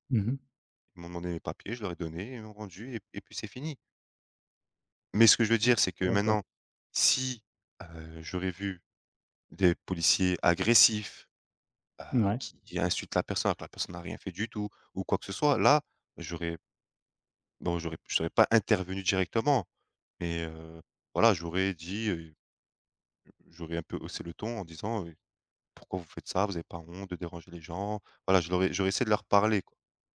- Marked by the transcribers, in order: stressed: "agressifs"; other background noise
- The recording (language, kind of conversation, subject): French, unstructured, Comment réagis-tu face à l’injustice ?